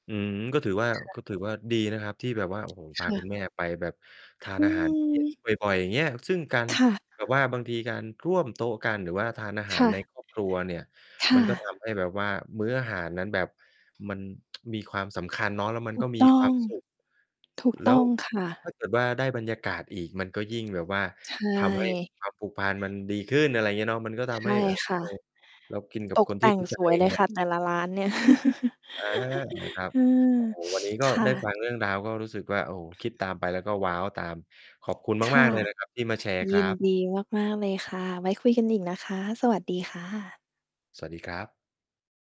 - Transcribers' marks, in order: tapping; distorted speech; laugh; sniff; lip smack; mechanical hum
- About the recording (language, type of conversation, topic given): Thai, podcast, คุณมีความทรงจำเกี่ยวกับมื้อเย็นในครอบครัวที่อยากเล่าไหม?